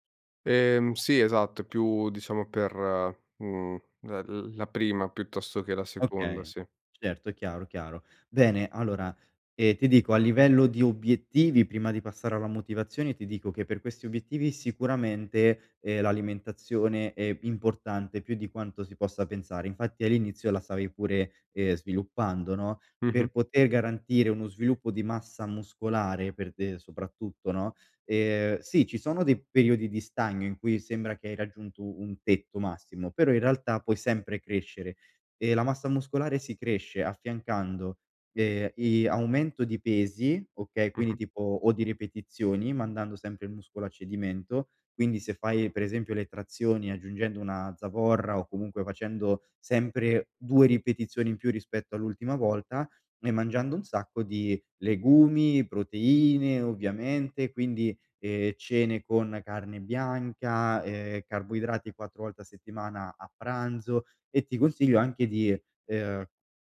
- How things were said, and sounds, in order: other background noise; "stavi" said as "savi"
- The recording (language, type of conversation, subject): Italian, advice, Come posso mantenere la motivazione per esercitarmi regolarmente e migliorare le mie abilità creative?